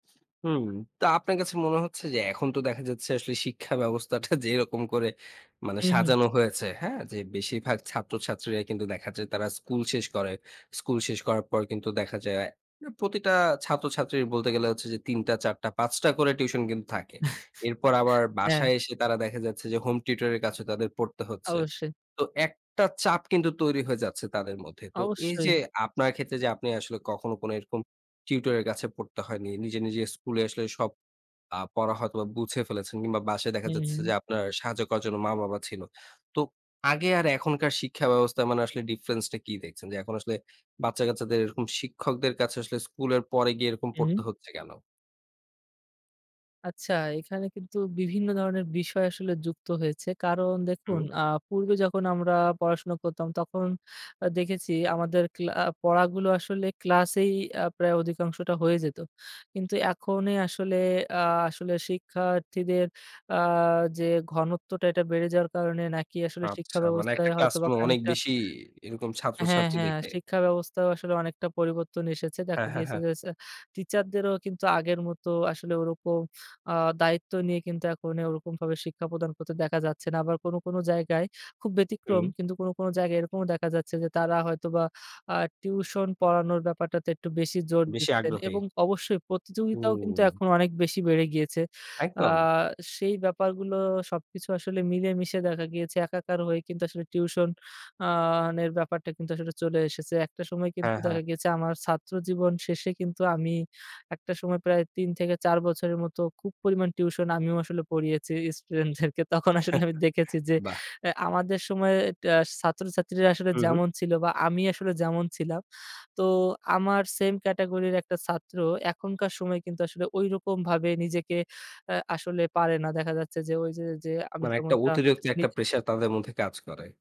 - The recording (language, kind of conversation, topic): Bengali, podcast, টিউটরিং নাকি নিজে শেখা—তুমি কোনটা পছন্দ করো?
- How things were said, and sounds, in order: chuckle; chuckle; laughing while speaking: "তখন আসলে আমি দেখেছি যে"